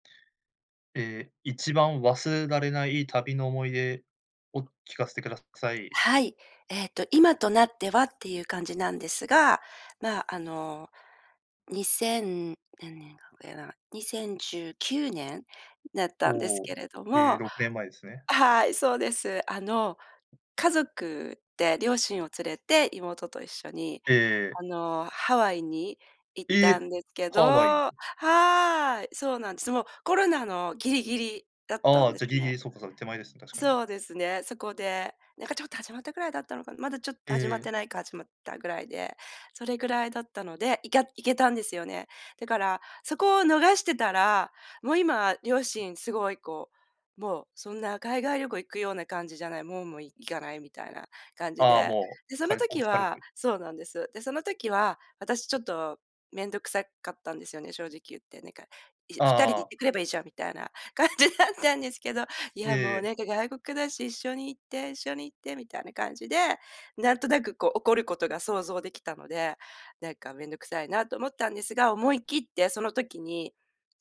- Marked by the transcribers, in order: laughing while speaking: "感じだったんですけど"
- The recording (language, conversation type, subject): Japanese, podcast, 一番忘れられない旅の思い出は何ですか？